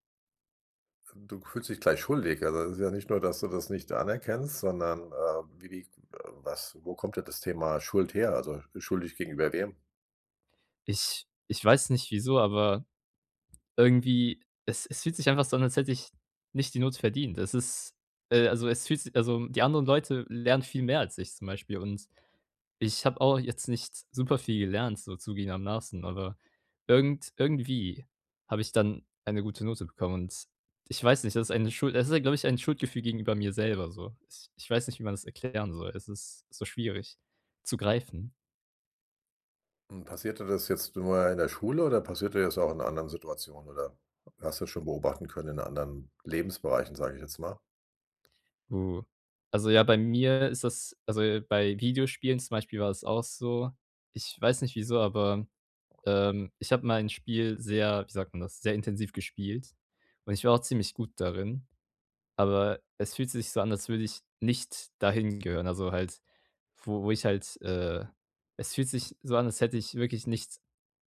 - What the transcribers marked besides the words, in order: none
- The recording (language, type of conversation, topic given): German, advice, Warum fällt es mir schwer, meine eigenen Erfolge anzuerkennen?
- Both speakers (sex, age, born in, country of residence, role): male, 18-19, Germany, Germany, user; male, 60-64, Germany, Germany, advisor